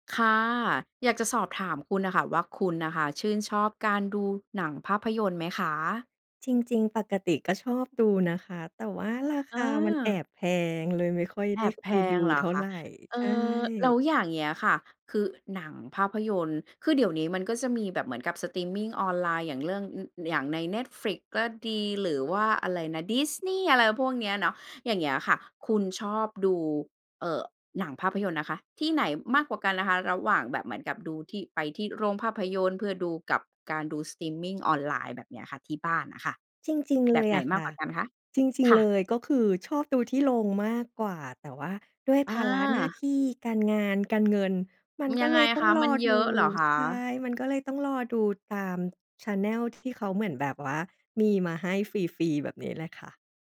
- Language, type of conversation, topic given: Thai, podcast, คุณคิดอย่างไรกับการดูหนังในโรงหนังเทียบกับการดูที่บ้าน?
- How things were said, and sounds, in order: in English: "แชนเนล"